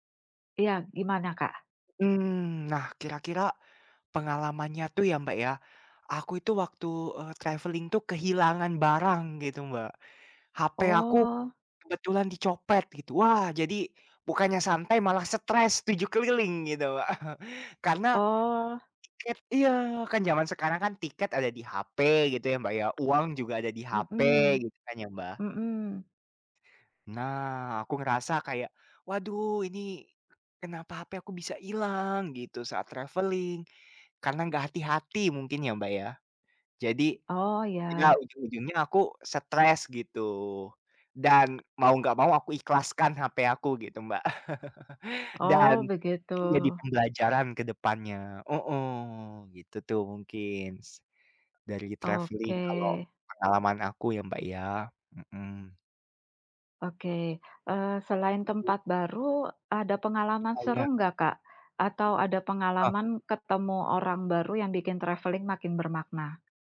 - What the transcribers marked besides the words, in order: drawn out: "Mhm"; in English: "traveling"; chuckle; tapping; other background noise; in English: "travelling"; chuckle; in English: "travelling"; in English: "travelling"
- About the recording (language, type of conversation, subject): Indonesian, unstructured, Bagaimana bepergian bisa membuat kamu merasa lebih bahagia?